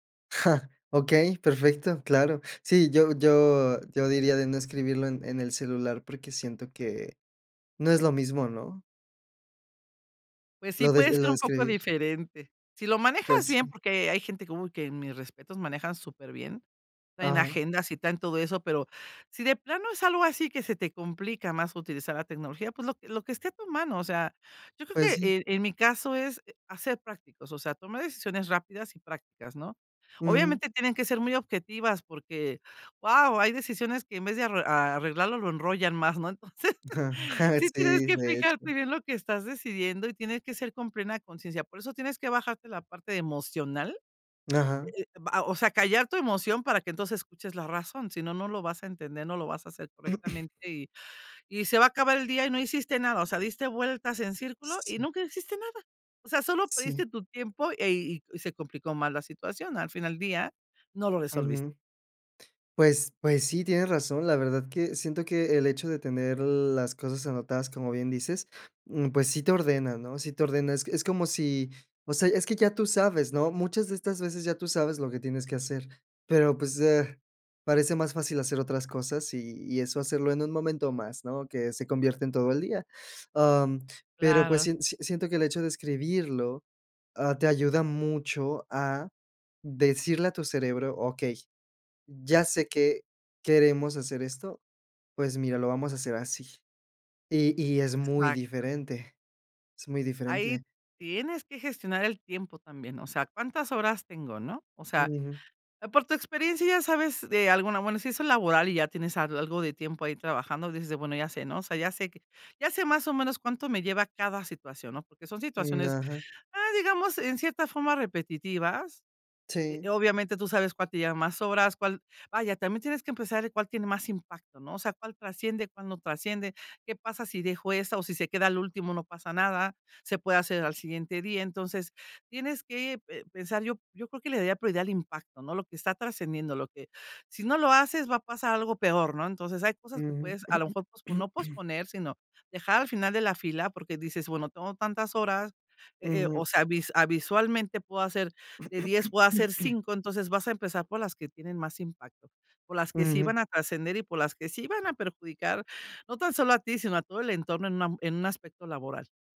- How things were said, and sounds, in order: chuckle; laughing while speaking: "Entonces, sí tienes que fijarte bien"; chuckle; throat clearing; throat clearing; throat clearing
- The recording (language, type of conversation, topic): Spanish, podcast, ¿Cómo priorizar metas cuando todo parece urgente?